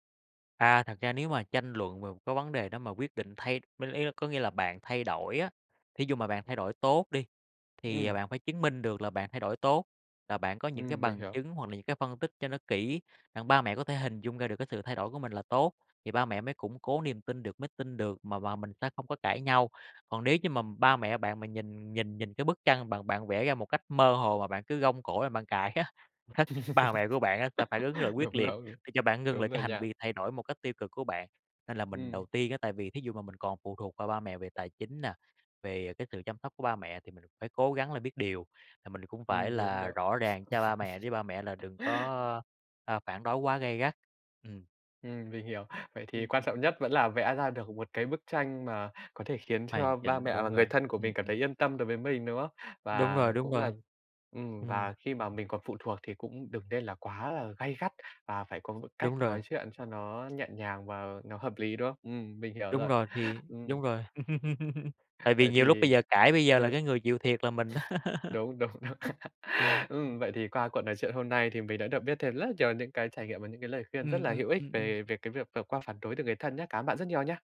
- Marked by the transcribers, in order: tapping; laugh; laughing while speaking: "Đúng rầu"; laughing while speaking: "á"; chuckle; laugh; laugh; laughing while speaking: "đúng đúng"; laugh; laugh
- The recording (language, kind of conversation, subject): Vietnamese, podcast, Bạn đã vượt qua sự phản đối từ người thân như thế nào khi quyết định thay đổi?